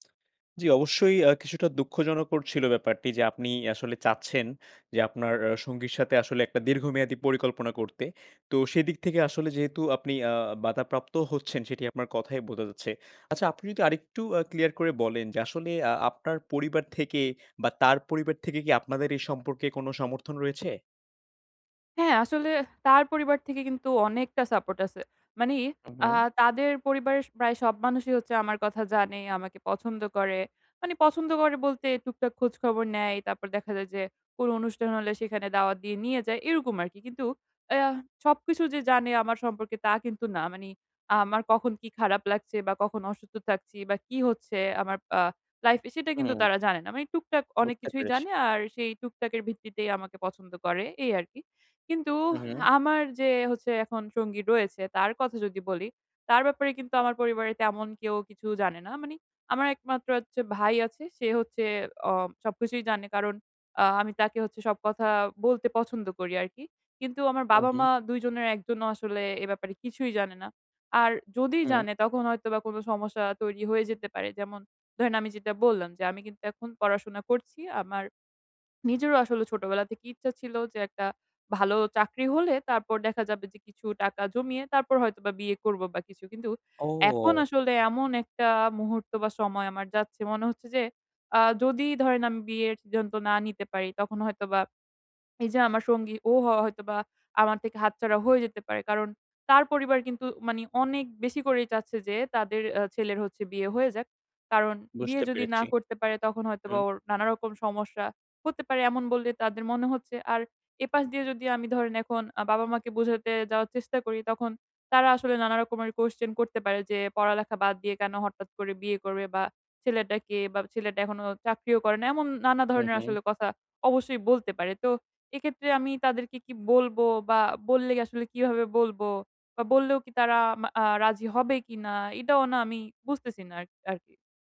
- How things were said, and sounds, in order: "দুঃখজনক" said as "দুক্ষজনকোর"; in English: "support"; "মানে" said as "মানিই"; "মানে" said as "মানি"; "বুঝতে" said as "মুথথে"; sad: "কিন্তু"; "মানে" said as "মানি"; swallow; "মানে" said as "মানি"; in English: "question"
- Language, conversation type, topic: Bengali, advice, আপনি কি বর্তমান সঙ্গীর সঙ্গে বিয়ে করার সিদ্ধান্ত নেওয়ার আগে কোন কোন বিষয় বিবেচনা করবেন?